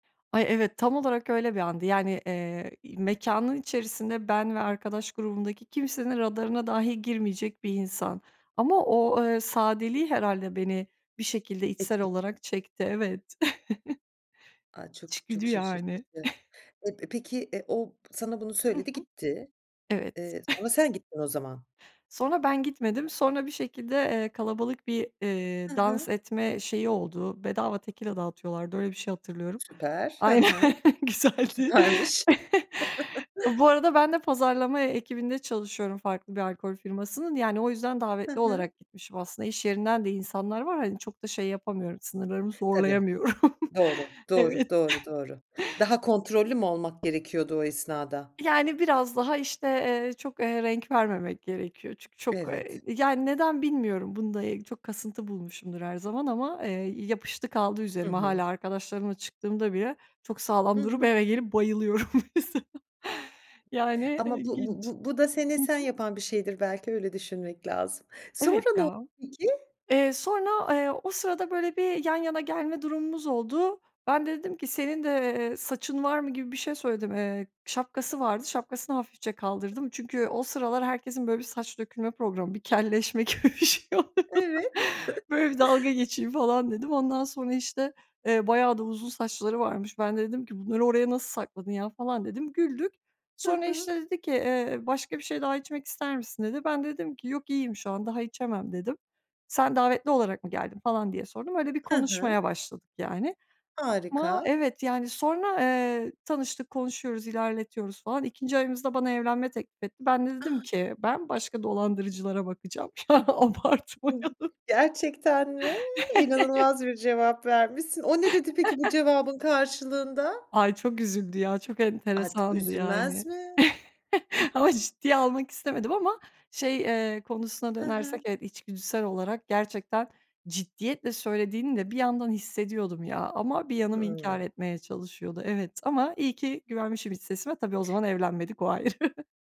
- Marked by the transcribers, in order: tapping; chuckle; giggle; giggle; laughing while speaking: "Aynen, güzeldi"; chuckle; laughing while speaking: "zorlayamıyorum. Evet"; other background noise; laughing while speaking: "bayılıyorum mesela"; laughing while speaking: "gibi bir şeyi vardı"; chuckle; laughing while speaking: "Ya abartmayalım"; unintelligible speech; chuckle; chuckle; chuckle; laughing while speaking: "ayrı"
- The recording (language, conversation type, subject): Turkish, podcast, Seçim yaparken iç sesine mi güvenirsin, yoksa analize mi?